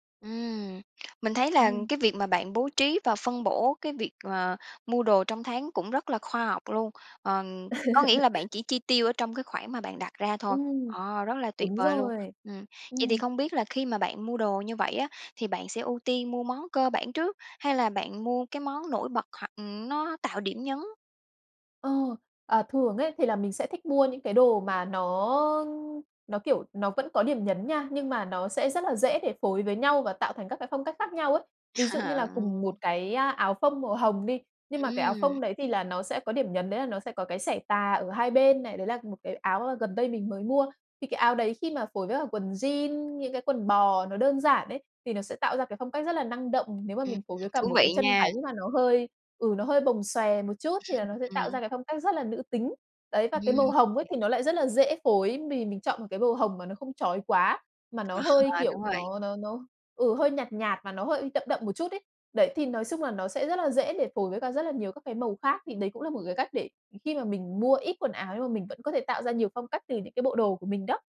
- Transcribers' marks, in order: other background noise; tapping; laugh; chuckle; laugh; laughing while speaking: "Ờ"
- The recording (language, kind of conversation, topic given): Vietnamese, podcast, Bạn có bí quyết nào để mặc đẹp mà vẫn tiết kiệm trong điều kiện ngân sách hạn chế không?